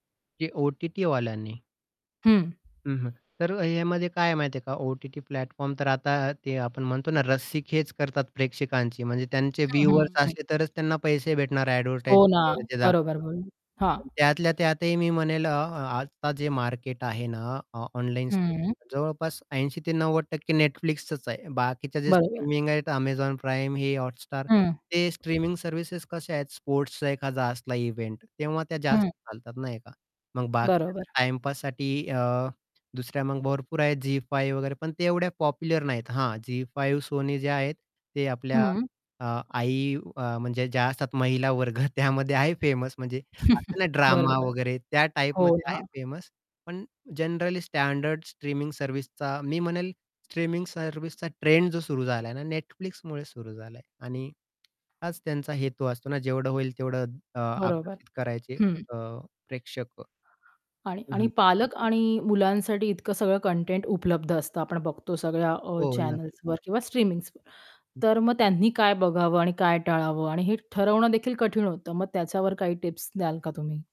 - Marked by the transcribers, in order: static; in English: "प्लॅटफॉर्म"; distorted speech; in English: "एडव्हर्टायझिंग"; other background noise; unintelligible speech; tapping; laughing while speaking: "वर्ग"; chuckle; in English: "फेमस"; in English: "फेमस"; in English: "जनरली"; in English: "चॅनल्सवर"
- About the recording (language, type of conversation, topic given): Marathi, podcast, स्ट्रीमिंग सेवांमुळे टीव्ही पाहण्याची पद्धत कशी बदलली आहे असे तुम्हाला वाटते का?